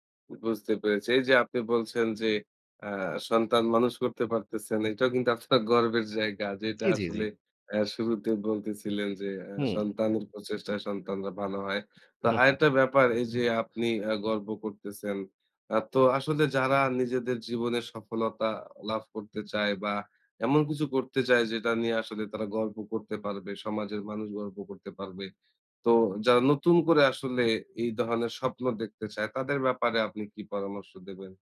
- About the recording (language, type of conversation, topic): Bengali, podcast, জীবনে আপনার সবচেয়ে গর্বের মুহূর্ত কোনটি—সেটা কি আমাদের শোনাবেন?
- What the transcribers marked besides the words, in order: laughing while speaking: "আপনার গর্বের জায়গা যেটা আসলে"